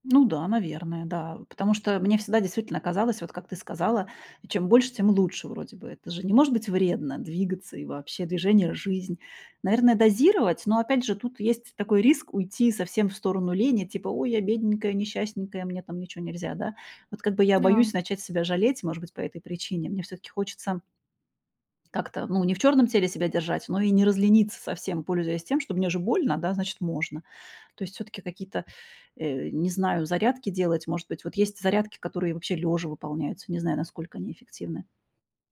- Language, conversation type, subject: Russian, advice, Как внезапная болезнь или травма повлияла на ваши возможности?
- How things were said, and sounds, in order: tapping